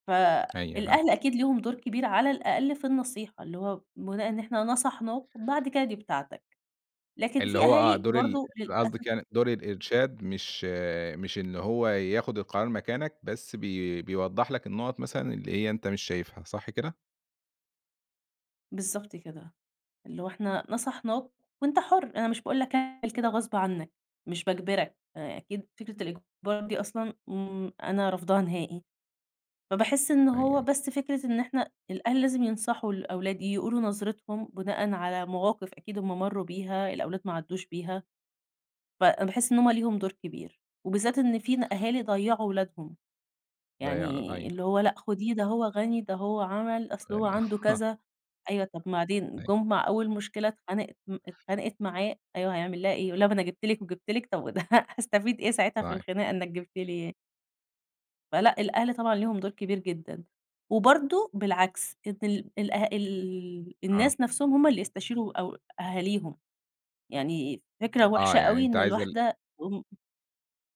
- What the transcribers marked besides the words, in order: laugh; laugh
- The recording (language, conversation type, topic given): Arabic, podcast, إيه أهم حاجة كنت بتفكر فيها قبل ما تتجوز؟
- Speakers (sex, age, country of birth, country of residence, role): female, 20-24, Egypt, Egypt, guest; male, 30-34, Egypt, Egypt, host